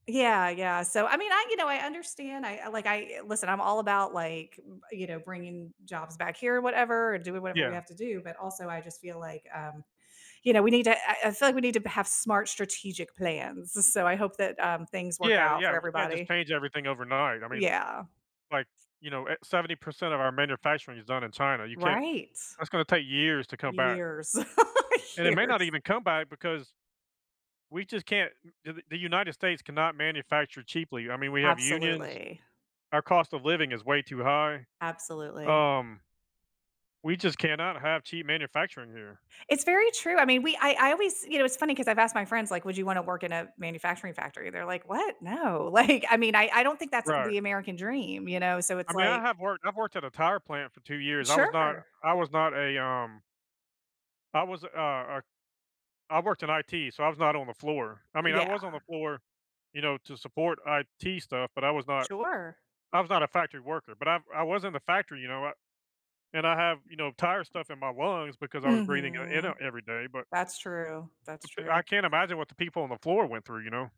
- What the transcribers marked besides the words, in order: laugh; laughing while speaking: "Years"; laughing while speaking: "like"; tapping; drawn out: "Mhm"
- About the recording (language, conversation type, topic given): English, unstructured, What recent news story worried you?